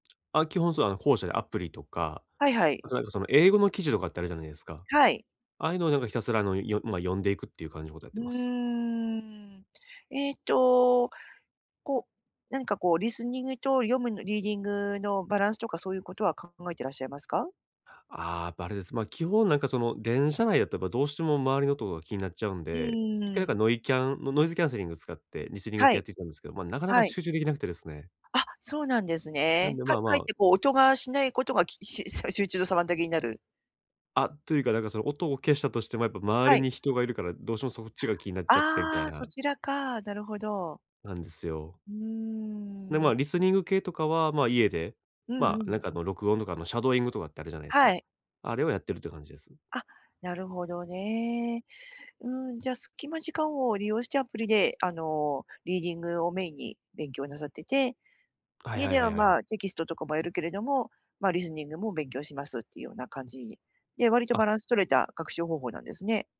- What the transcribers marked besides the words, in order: other background noise
- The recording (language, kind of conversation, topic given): Japanese, advice, 忙しい毎日の中で趣味を続けるにはどうすればよいですか？